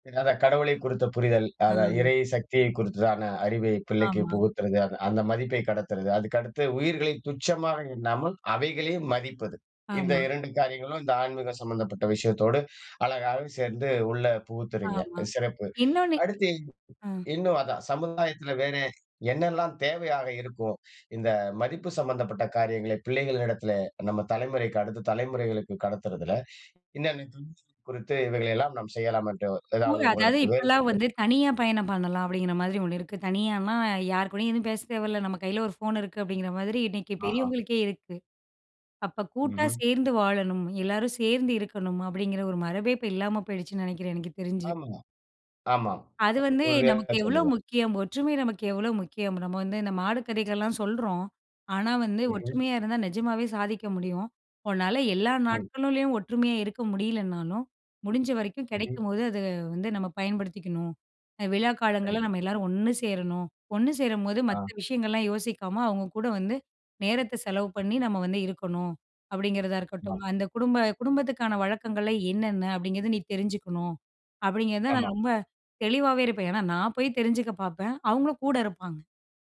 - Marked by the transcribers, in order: unintelligible speech
- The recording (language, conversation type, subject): Tamil, podcast, அடுத்த தலைமுறைக்கு நீங்கள் ஒரே ஒரு மதிப்பை மட்டும் வழங்க வேண்டுமென்றால், அது எது?